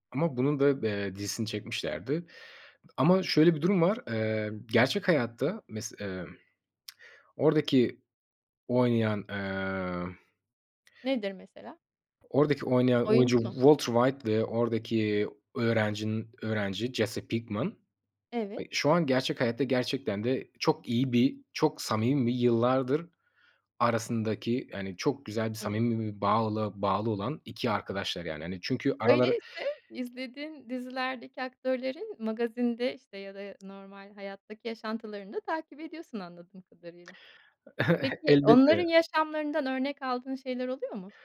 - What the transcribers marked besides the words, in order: tsk; other background noise; chuckle
- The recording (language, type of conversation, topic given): Turkish, podcast, En sevdiğin diziyi neden seviyorsun, anlatır mısın?